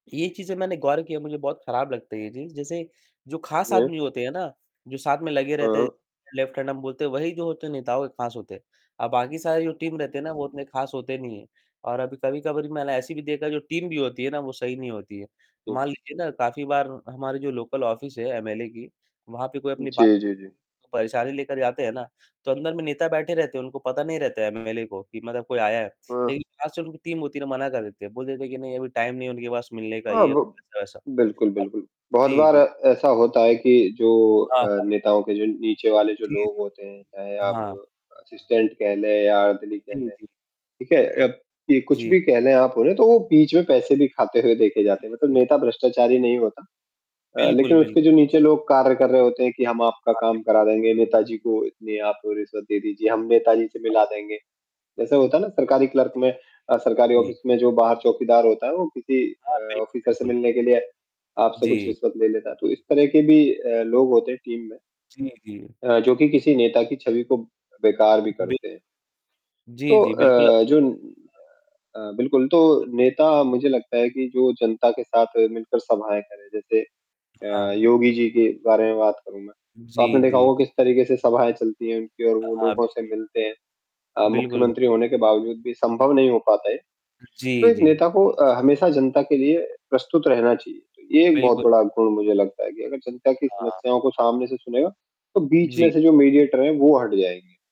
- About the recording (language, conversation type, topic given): Hindi, unstructured, आपके हिसाब से एक अच्छे नेता में कौन-कौन से गुण होने चाहिए?
- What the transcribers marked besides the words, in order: distorted speech; in English: "लेफ्ट हैंड"; in English: "टीम"; in English: "टीम"; other noise; in English: "लोकल ऑफिस"; in English: "टीम"; in English: "टाइम"; in English: "असिस्टेंट"; unintelligible speech; unintelligible speech; in English: "क्लर्क"; in English: "ऑफिस"; in English: "ऑफिसर"; static; in English: "टीम"; other background noise; in English: "मीडिएटर"